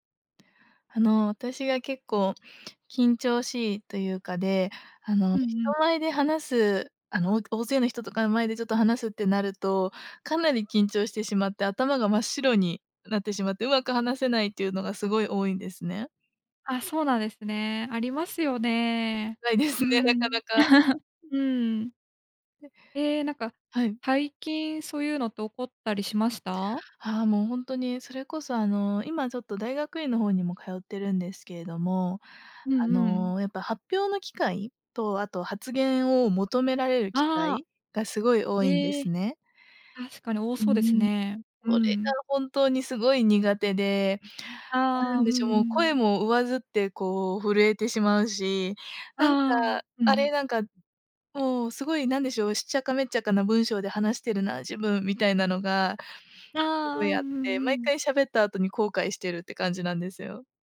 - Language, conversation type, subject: Japanese, advice, 人前で話すと強い緊張で頭が真っ白になるのはなぜですか？
- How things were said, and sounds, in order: laughing while speaking: "ないですね"; laugh; other background noise; other noise